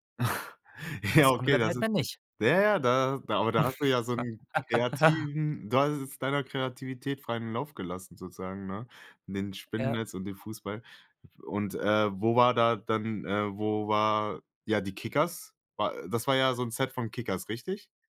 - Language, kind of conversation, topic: German, podcast, Wie ist deine selbstgebaute Welt aus LEGO oder anderen Materialien entstanden?
- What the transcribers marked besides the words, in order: chuckle; laughing while speaking: "Ja"; chuckle